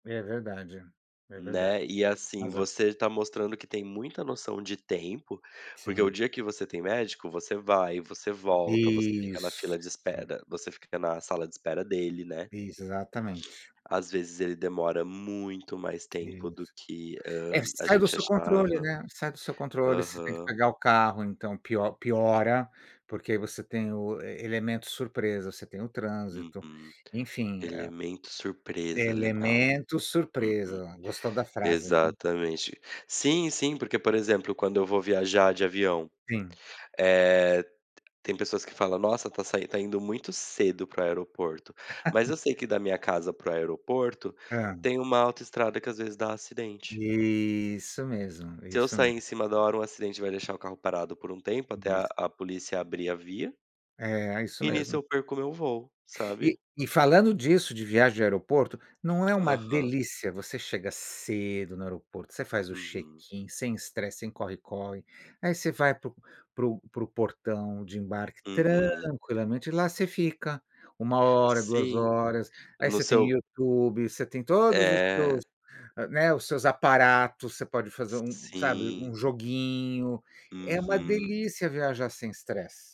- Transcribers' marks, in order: unintelligible speech; tapping; sniff; laugh
- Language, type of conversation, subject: Portuguese, unstructured, Como você organiza o seu dia para ser mais produtivo?